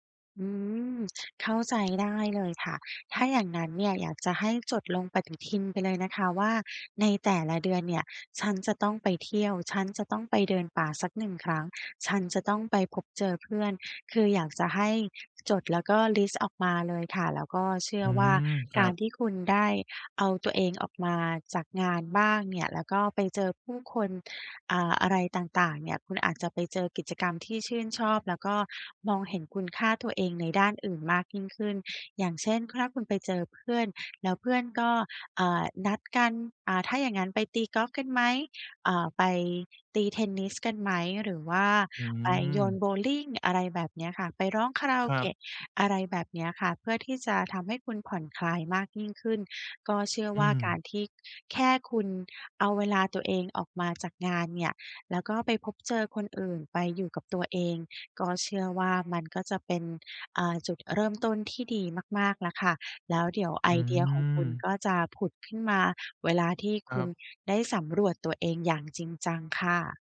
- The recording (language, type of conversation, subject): Thai, advice, ฉันจะรู้สึกเห็นคุณค่าในตัวเองได้อย่างไร โดยไม่เอาผลงานมาเป็นตัวชี้วัด?
- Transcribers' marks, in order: other background noise